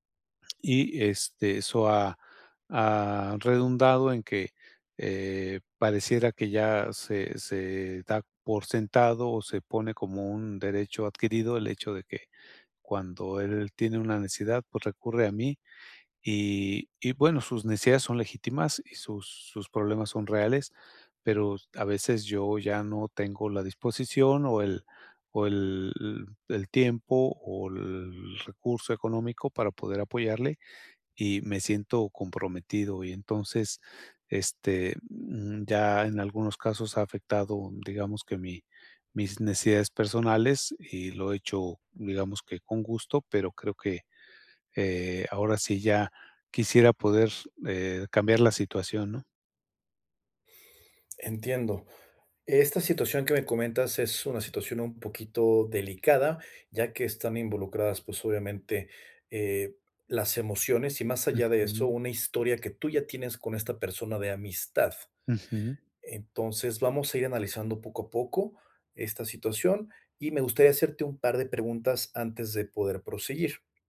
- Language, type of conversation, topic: Spanish, advice, ¿Cómo puedo equilibrar el apoyo a los demás con mis necesidades personales?
- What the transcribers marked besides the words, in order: none